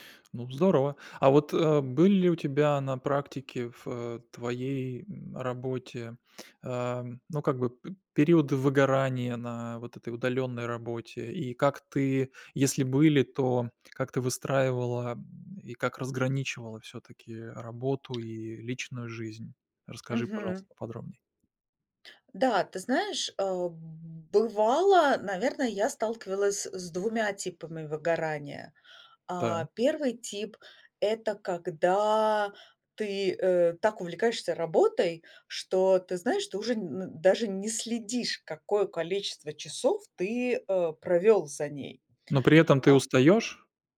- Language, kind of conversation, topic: Russian, podcast, Что вы думаете о гибком графике и удалённой работе?
- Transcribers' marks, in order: tapping